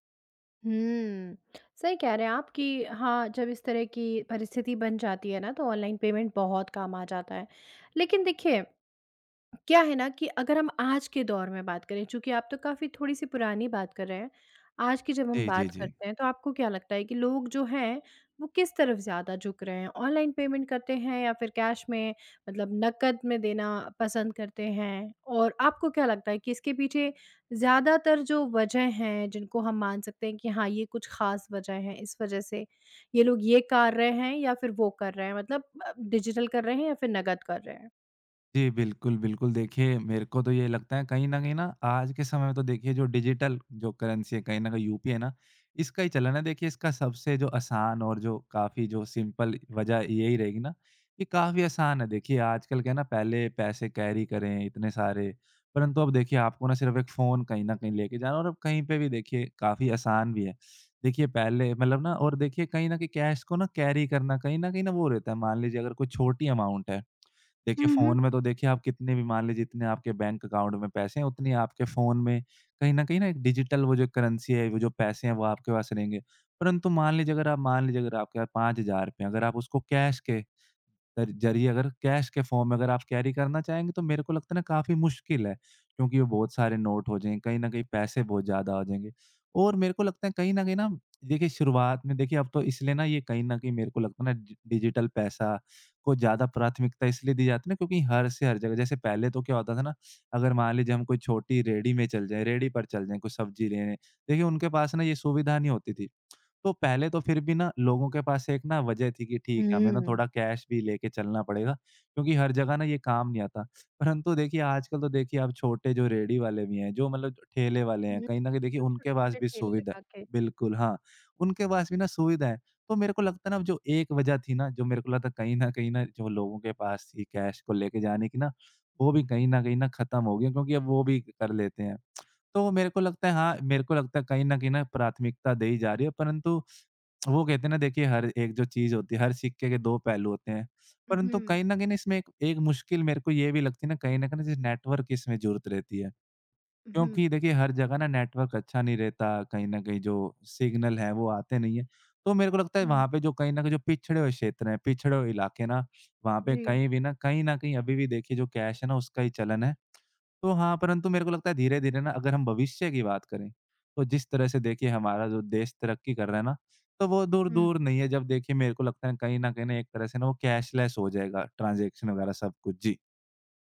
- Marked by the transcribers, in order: in English: "पेमेंट"; in English: "पेमेंट"; in English: "कैश"; in English: "डिजिटल"; in English: "डिजिटल"; in English: "करेंसी"; "यूपीआई" said as "यूपी"; in English: "सिंपल"; in English: "कैरी"; in English: "कैश"; in English: "कैरी"; in English: "अमाउंट"; in English: "अकाउंट"; in English: "डिजिटल"; in English: "करेंसी"; in English: "कैश"; in English: "कैश"; in English: "फ़ॉर्म"; in English: "डि डिजिटल"; in English: "रेहड़ी"; in English: "रेहड़ी"; lip smack; in English: "कैश"; in English: "रेहड़ी"; in English: "कैश"; tongue click; tongue click; in English: "सिग्नल"; in English: "कैश"; in English: "कैशलेस"; in English: "ट्रांज़ेक्शन"
- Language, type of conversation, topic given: Hindi, podcast, भविष्य में डिजिटल पैसे और नकदी में से किसे ज़्यादा तरजीह मिलेगी?